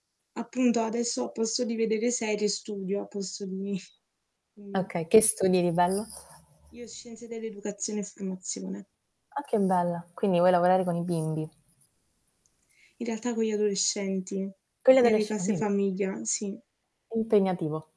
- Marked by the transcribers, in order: static; other background noise
- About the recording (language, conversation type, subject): Italian, unstructured, Qual è il piccolo gesto quotidiano che ti rende felice?
- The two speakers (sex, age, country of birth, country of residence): female, 20-24, Italy, Italy; female, 25-29, Italy, Italy